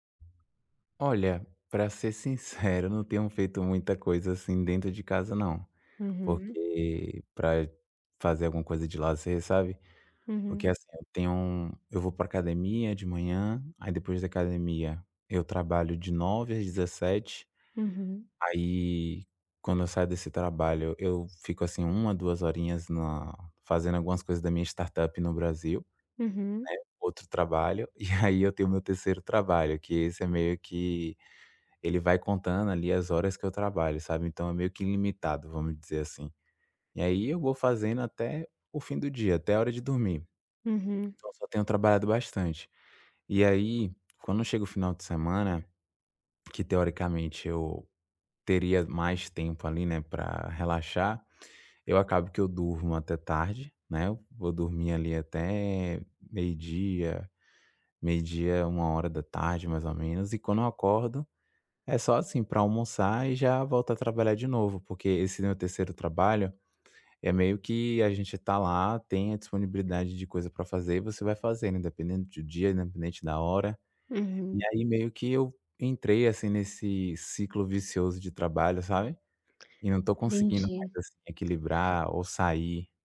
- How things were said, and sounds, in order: other background noise; in English: "startup"; tapping
- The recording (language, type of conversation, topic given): Portuguese, advice, Como posso equilibrar trabalho e vida pessoal para ter mais tempo para a minha família?